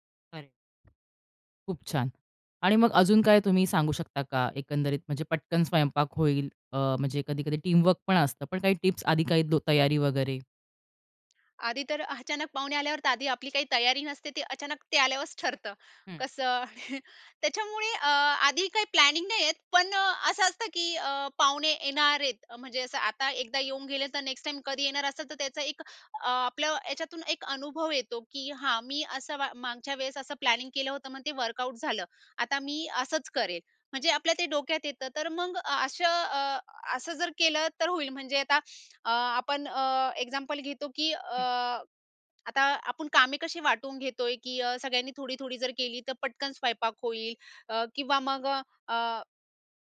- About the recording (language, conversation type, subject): Marathi, podcast, एकाच वेळी अनेक लोकांसाठी स्वयंपाक कसा सांभाळता?
- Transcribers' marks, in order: other background noise; in English: "टीमवर्क"; tapping; laughing while speaking: "अचानक"; laugh; in English: "प्लॅनिंग"; in English: "प्लॅनिंग"; in English: "वर्कआउट"